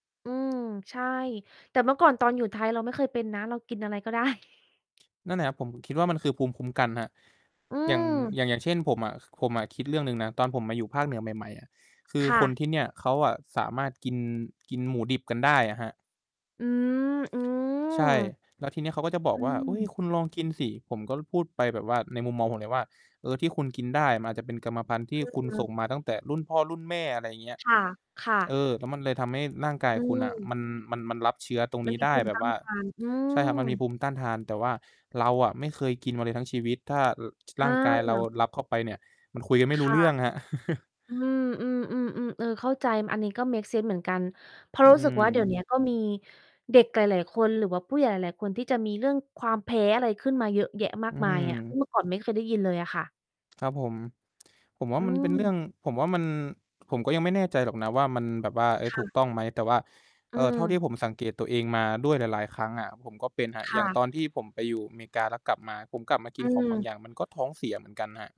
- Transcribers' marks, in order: other background noise; laughing while speaking: "ก็ได้"; distorted speech; mechanical hum; chuckle
- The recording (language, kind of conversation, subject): Thai, unstructured, คุณคิดว่าการเรียนรู้ทำอาหารมีประโยชน์กับชีวิตอย่างไร?